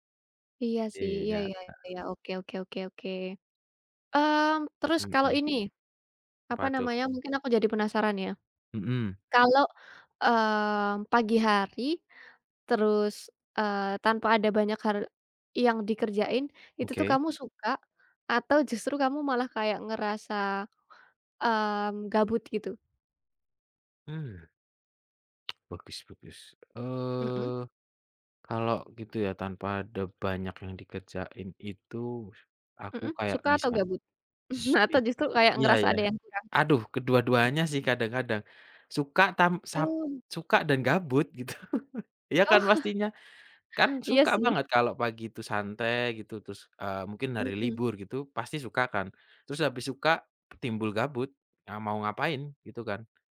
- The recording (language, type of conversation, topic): Indonesian, unstructured, Apa yang biasanya kamu lakukan di pagi hari?
- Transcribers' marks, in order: chuckle; laughing while speaking: "gitu"; chuckle; chuckle; tapping